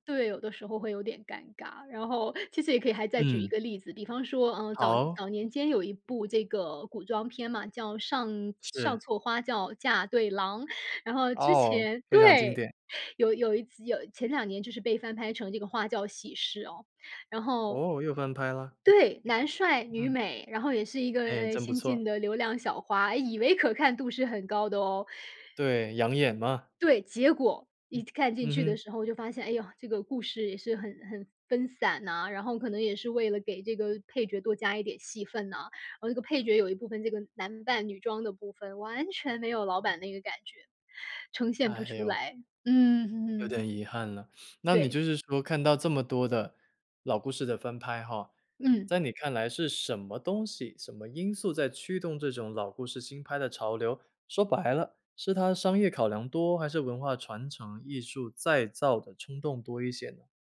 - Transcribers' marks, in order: none
- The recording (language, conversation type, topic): Chinese, podcast, 为什么老故事总会被一再翻拍和改编？